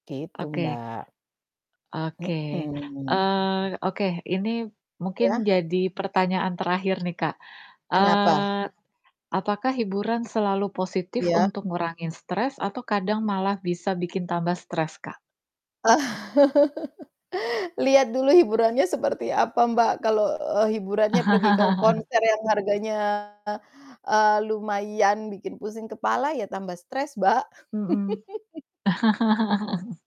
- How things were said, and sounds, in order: static; laugh; chuckle; distorted speech; laugh; chuckle
- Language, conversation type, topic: Indonesian, unstructured, Bagaimana hiburan dapat membantu mengurangi stres?